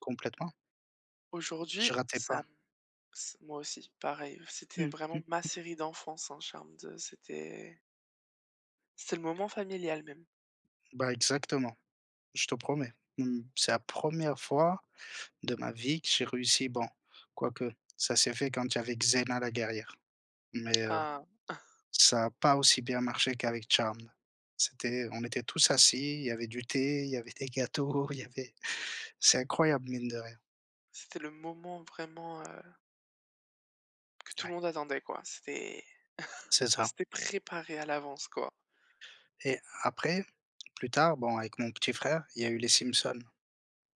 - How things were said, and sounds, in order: stressed: "ma"; chuckle; laughing while speaking: "il y avait des gâteaux"; chuckle; stressed: "préparé"; tapping
- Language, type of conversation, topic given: French, unstructured, Quel rôle les plateformes de streaming jouent-elles dans vos loisirs ?